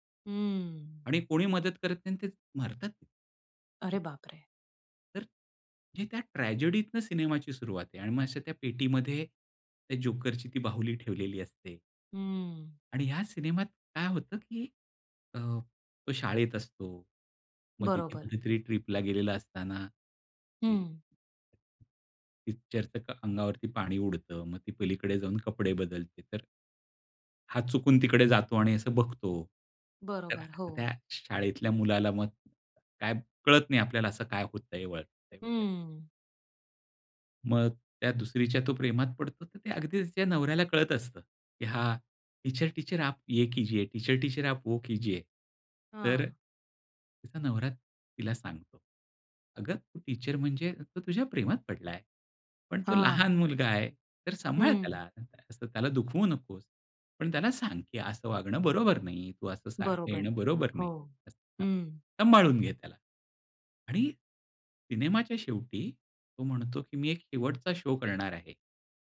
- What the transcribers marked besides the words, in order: in English: "ट्रॅजेडीतनं"; other background noise; tapping; in Hindi: "टीचर टीचर आप ये कीजिए, टीचर टीचर आप वो कीजिये"; in English: "टीचर"; other noise; in English: "शो"
- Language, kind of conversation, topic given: Marathi, podcast, तुमच्या आयुष्यातील सर्वात आवडती संगीताची आठवण कोणती आहे?